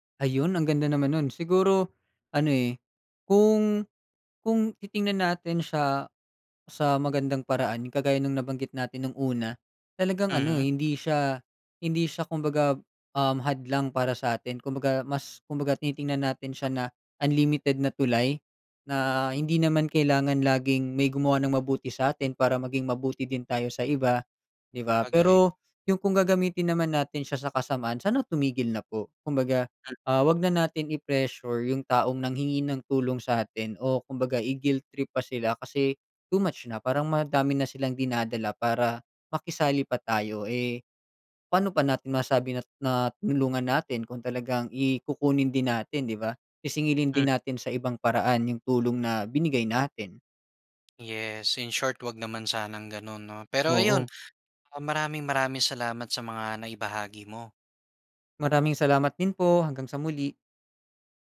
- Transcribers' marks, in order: in English: "too much"
- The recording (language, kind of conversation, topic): Filipino, podcast, Ano ang ibig sabihin sa inyo ng utang na loob?
- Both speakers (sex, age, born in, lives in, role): male, 25-29, Philippines, Philippines, guest; male, 25-29, Philippines, Philippines, host